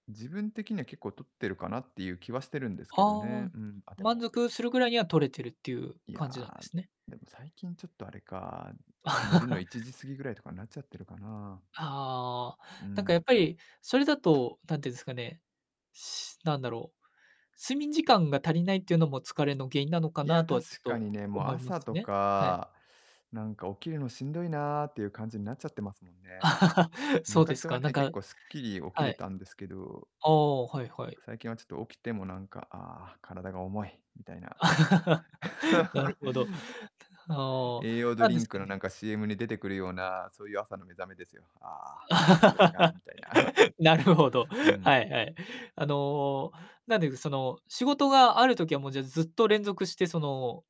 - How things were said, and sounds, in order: distorted speech; other background noise; laugh; laugh; laugh; laugh; laughing while speaking: "なるほど、はい はい"; chuckle
- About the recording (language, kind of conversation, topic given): Japanese, advice, 休む時間が取れず疲労がたまってしまう状況を教えていただけますか？